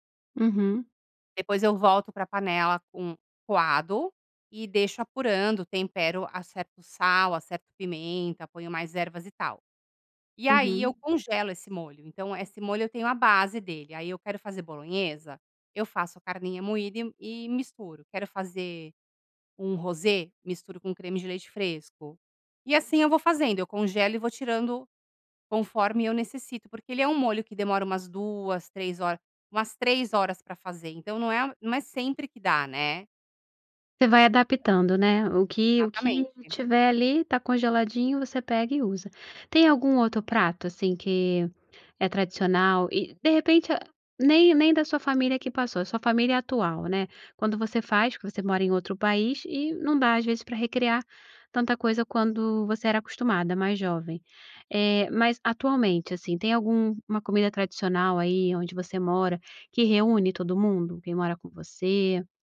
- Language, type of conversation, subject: Portuguese, podcast, Qual é uma comida tradicional que reúne a sua família?
- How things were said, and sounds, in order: none